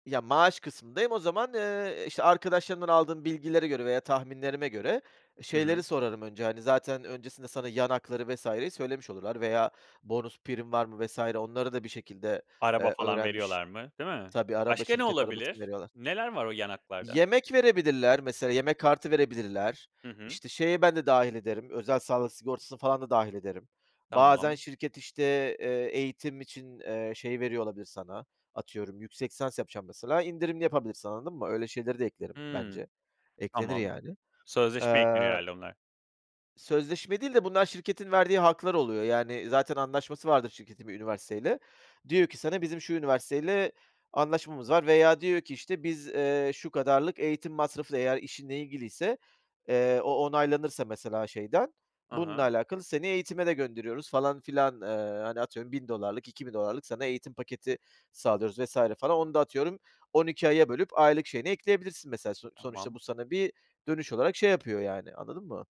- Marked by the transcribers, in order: other background noise
- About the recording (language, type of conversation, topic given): Turkish, podcast, Maaş pazarlığı yaparken nelere dikkat edersin ve stratejin nedir?